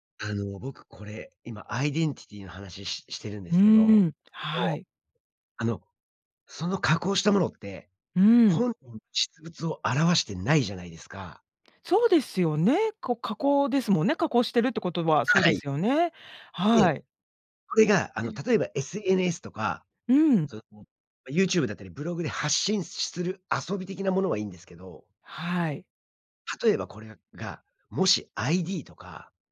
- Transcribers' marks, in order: in English: "アイデンティティ"; unintelligible speech
- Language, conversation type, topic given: Japanese, podcast, 写真加工やフィルターは私たちのアイデンティティにどのような影響を与えるのでしょうか？